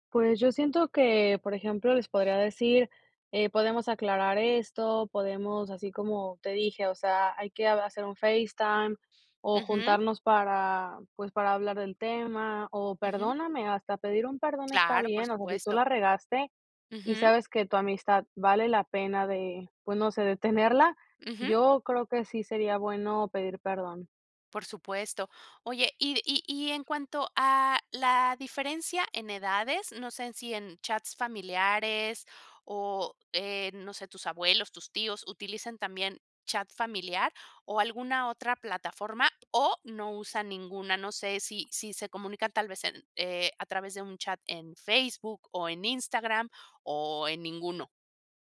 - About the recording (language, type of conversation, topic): Spanish, podcast, ¿Cómo solucionas los malentendidos que surgen en un chat?
- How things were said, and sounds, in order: tapping